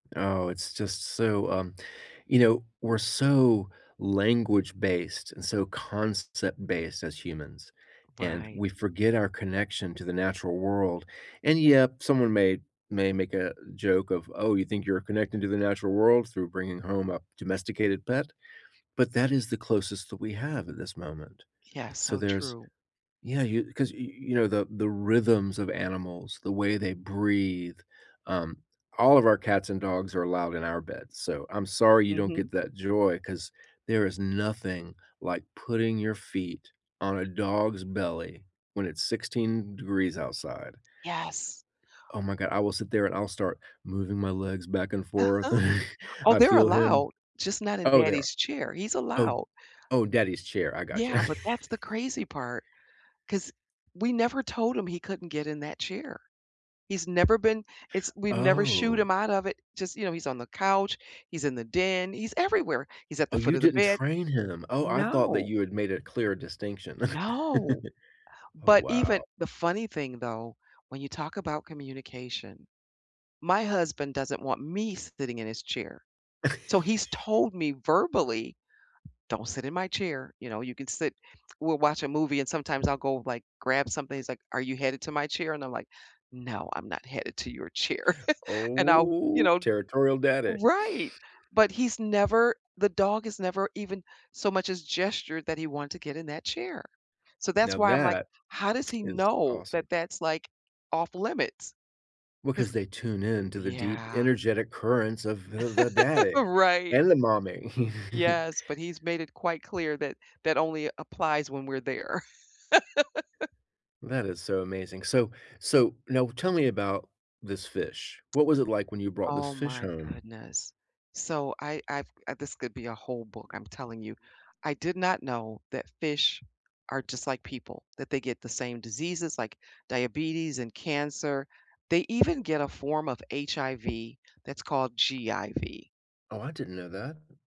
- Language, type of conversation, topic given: English, unstructured, What is the best way to care for a new pet?
- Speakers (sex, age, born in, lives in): female, 60-64, United States, United States; male, 60-64, United States, United States
- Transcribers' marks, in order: chuckle; chuckle; tapping; laugh; stressed: "me"; laugh; laugh; lip smack; laugh; chuckle; laugh